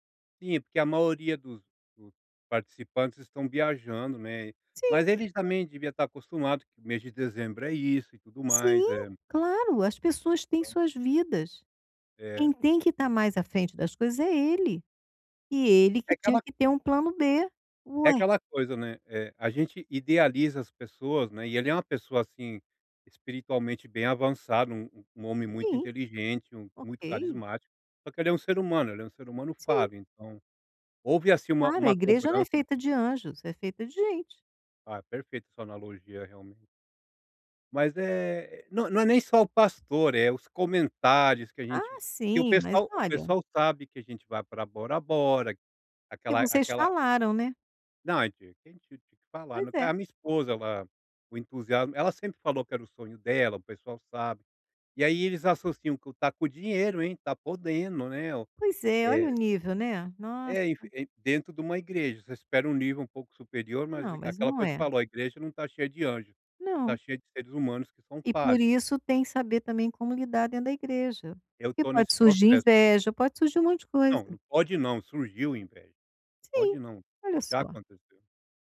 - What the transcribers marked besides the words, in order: tapping; unintelligible speech
- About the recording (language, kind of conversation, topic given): Portuguese, advice, Como posso lidar com a desaprovação dos outros em relação às minhas escolhas?